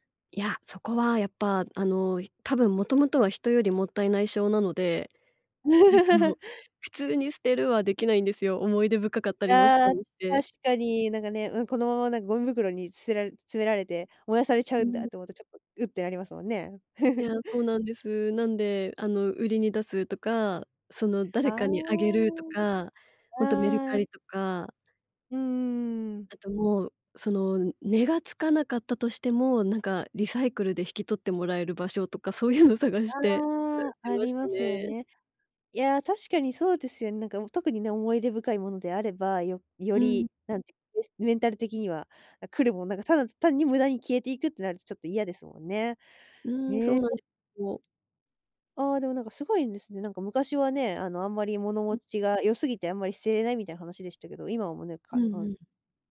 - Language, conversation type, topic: Japanese, podcast, 物を減らすとき、どんな基準で手放すかを決めていますか？
- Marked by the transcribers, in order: laugh; chuckle; laughing while speaking: "そういうのを探して"